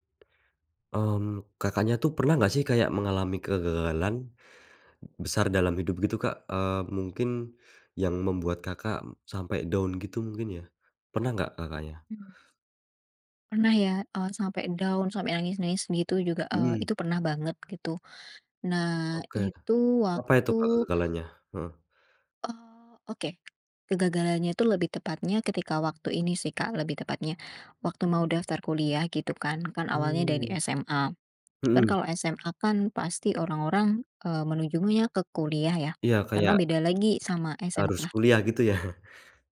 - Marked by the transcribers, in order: tapping; in English: "down"; in English: "down"; chuckle
- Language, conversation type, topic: Indonesian, podcast, Bagaimana cara kamu bangkit setelah mengalami kegagalan besar dalam hidup?